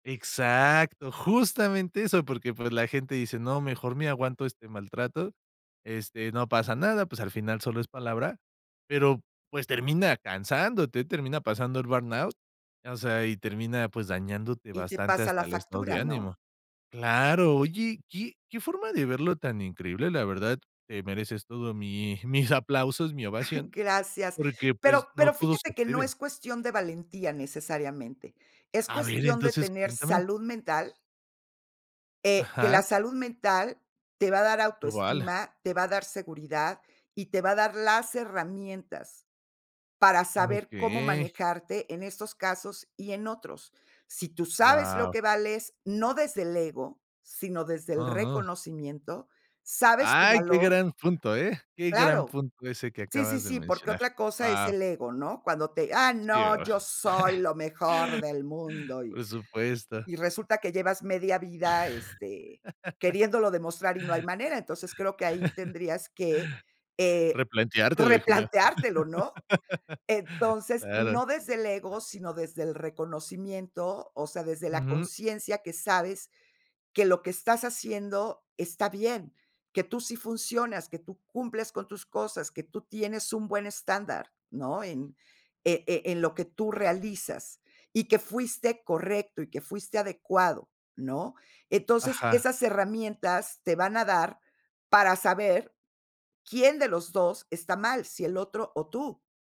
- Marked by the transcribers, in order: tapping; laughing while speaking: "mis"; chuckle; chuckle; chuckle; chuckle; "Replanteártelo" said as "replancheartelo"; laughing while speaking: "replanteártelo"; laugh
- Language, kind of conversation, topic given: Spanish, podcast, ¿Qué consejos darías para mantener relaciones profesionales a largo plazo?